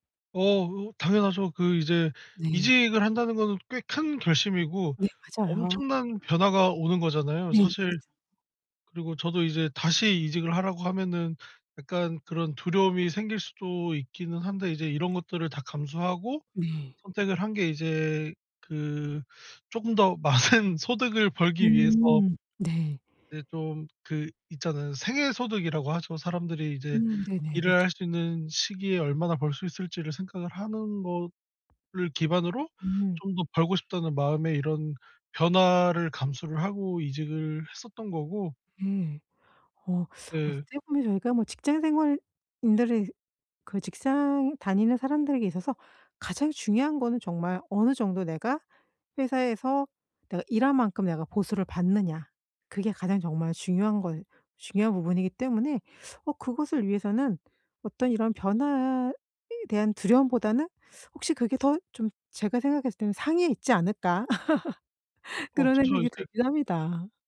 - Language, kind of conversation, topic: Korean, podcast, 변화가 두려울 때 어떻게 결심하나요?
- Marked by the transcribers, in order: tapping; laughing while speaking: "많은"; laugh